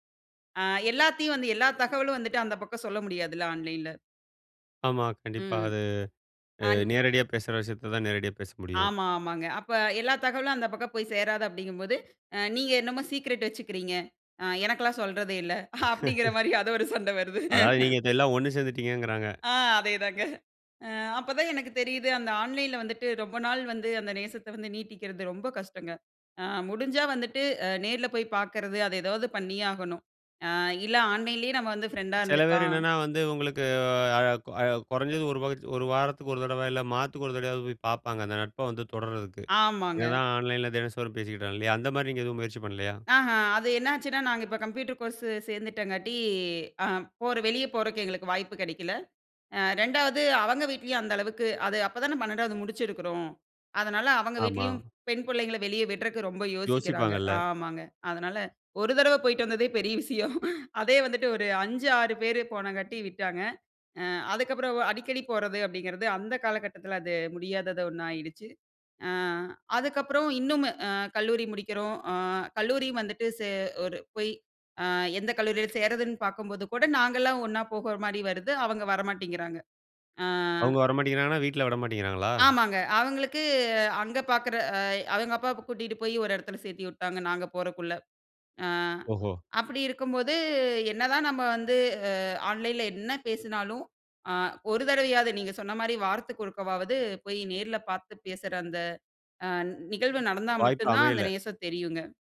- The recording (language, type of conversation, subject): Tamil, podcast, நேசத்தை நேரில் காட்டுவது, இணையத்தில் காட்டுவதிலிருந்து எப்படி வேறுபடுகிறது?
- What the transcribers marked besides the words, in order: other background noise; chuckle; laughing while speaking: "அப்படிங்கிற மாதிரி அது ஒரு சண்டை வருது"; giggle; "எல்லா" said as "தெல்லா"; laughing while speaking: "அ அதேதாங்க"; unintelligible speech; "தினந்தோறும்" said as "தினசோரு"; drawn out: "சேர்ந்துட்டங்காட்டி"; laughing while speaking: "பெரிய விஷயம்"; giggle; drawn out: "அவுங்களுக்கு"